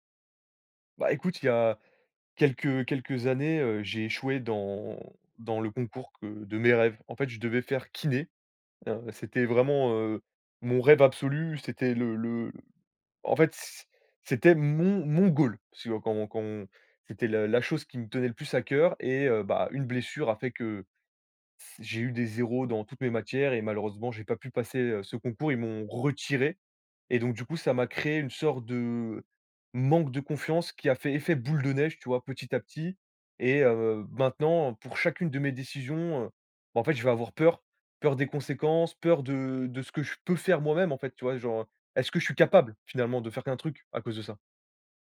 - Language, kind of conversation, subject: French, advice, Comment votre confiance en vous s’est-elle effondrée après une rupture ou un échec personnel ?
- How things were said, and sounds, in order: stressed: "kiné"; stressed: "retiré"; stressed: "manque"; stressed: "capable"